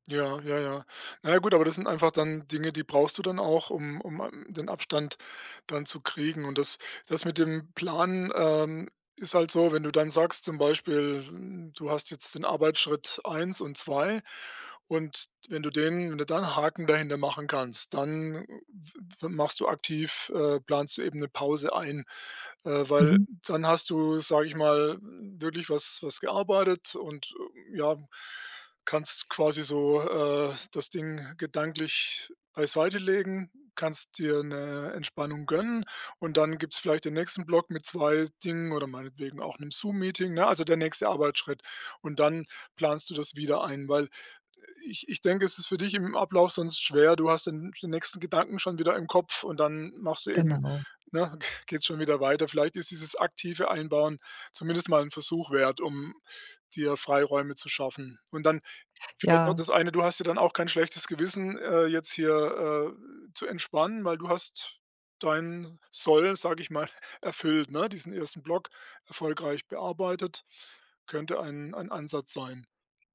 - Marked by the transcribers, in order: none
- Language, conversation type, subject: German, advice, Wie kann ich zuhause besser entspannen und vom Stress abschalten?